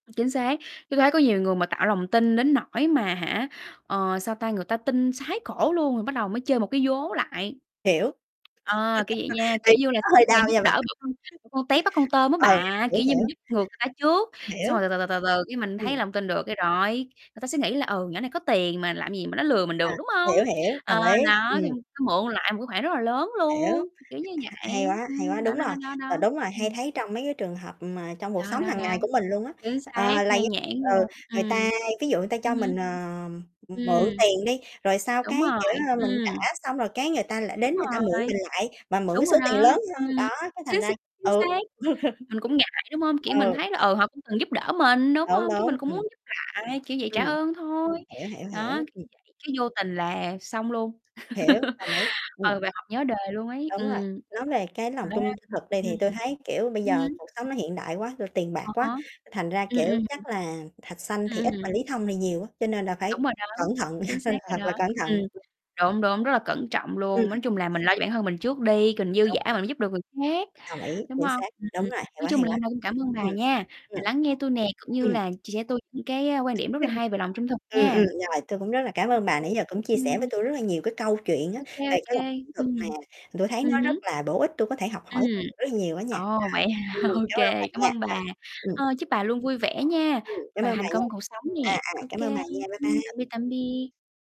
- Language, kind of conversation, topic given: Vietnamese, unstructured, Theo bạn, lòng trung thực quan trọng như thế nào?
- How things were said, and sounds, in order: tapping; static; laugh; distorted speech; other background noise; unintelligible speech; chuckle; laugh; chuckle; unintelligible speech; unintelligible speech; laughing while speaking: "hả?"